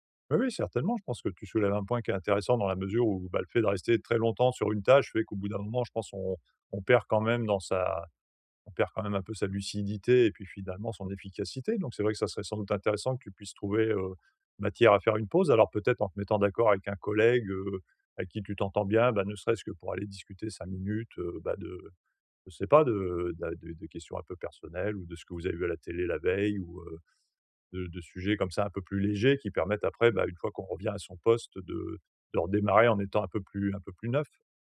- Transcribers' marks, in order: none
- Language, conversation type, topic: French, advice, Comment faire des pauses réparatrices qui boostent ma productivité sur le long terme ?